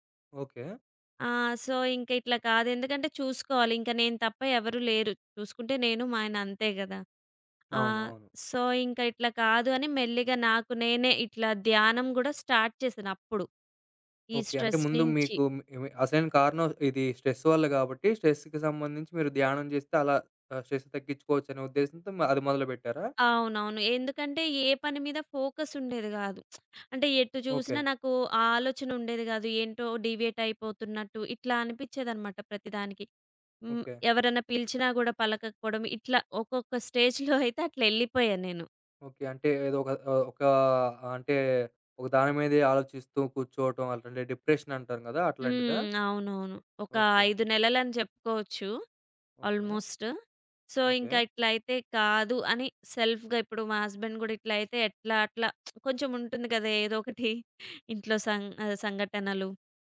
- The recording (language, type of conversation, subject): Telugu, podcast, ఒత్తిడి సమయంలో ధ్యానం మీకు ఎలా సహాయపడింది?
- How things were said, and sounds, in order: in English: "సో"; in English: "సో"; in English: "స్టార్ట్"; in English: "స్ట్రెస్"; in English: "స్ట్రెస్"; in English: "స్ట్రెస్‌కి"; in English: "స్ట్రెస్"; in English: "ఫోకస్"; lip smack; in English: "డీవియేట్"; in English: "స్టేజ్‌లో"; chuckle; in English: "డిప్రెషన్"; in English: "ఆల్‌మోస్ట్. సో"; in English: "సెల్ఫ్‌గా"; in English: "హస్బాండ్"; lip smack; laughing while speaking: "కొంచెం ఉంటుంది గదా! ఏదో ఒకటి"